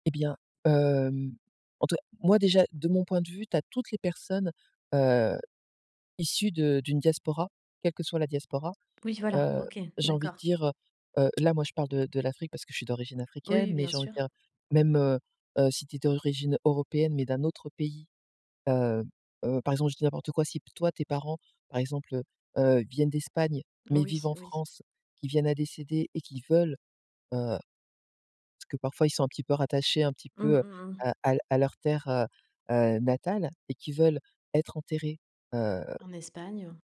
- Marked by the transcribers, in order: none
- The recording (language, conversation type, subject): French, podcast, Peux-tu parler d’une réussite dont tu es particulièrement fier ?